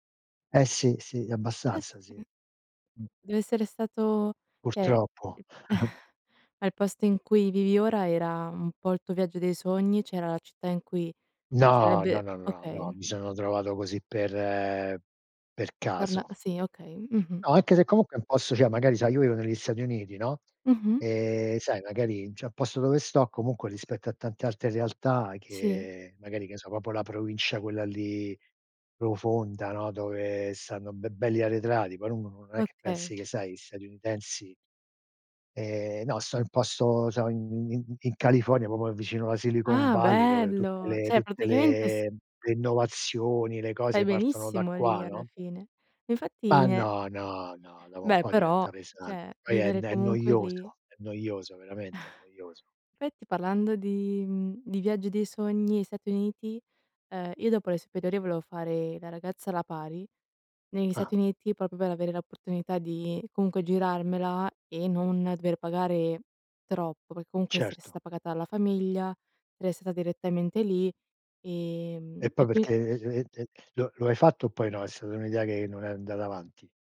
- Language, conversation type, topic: Italian, unstructured, Hai un viaggio da sogno che vorresti fare?
- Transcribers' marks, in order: "cioè" said as "ceh"; chuckle; "cioè" said as "ceh"; "un" said as "n"; "proprio" said as "propo"; "poi" said as "por"; "statunitensi" said as "statiunitensi"; "proprio" said as "popo"; "cioè" said as "ceh"; "cioè" said as "ceh"; chuckle; "Effetti" said as "fetti"